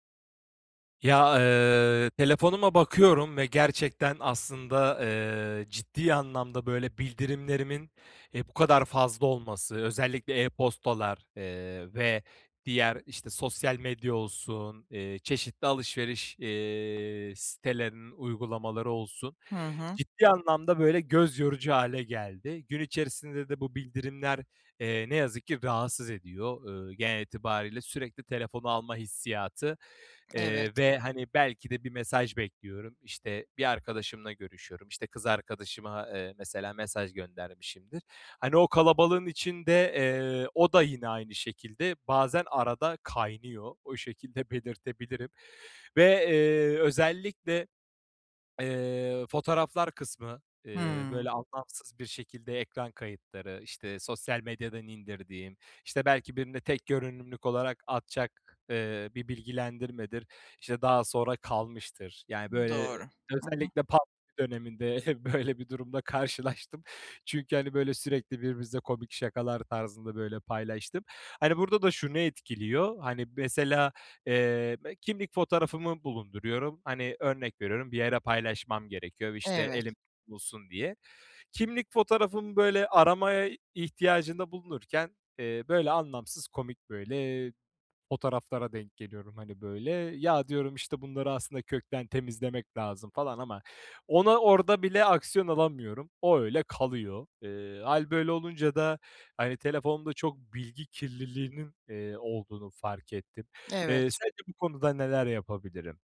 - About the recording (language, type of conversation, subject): Turkish, advice, E-postalarımı, bildirimlerimi ve dosyalarımı düzenli ve temiz tutmanın basit yolları nelerdir?
- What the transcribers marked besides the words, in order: tapping; other background noise; swallow; chuckle; laughing while speaking: "böyle"